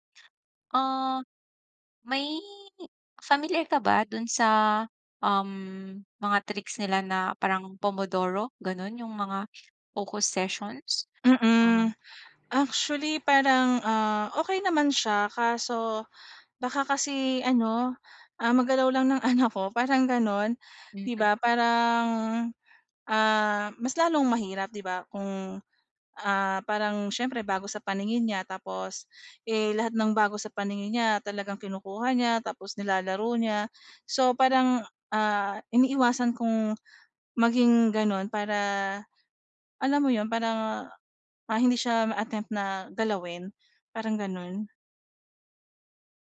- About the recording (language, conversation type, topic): Filipino, advice, Paano ako makakapagpokus sa gawain kapag madali akong madistrak?
- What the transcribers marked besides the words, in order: in English: "tricks"; in English: "focus sessions?"; other background noise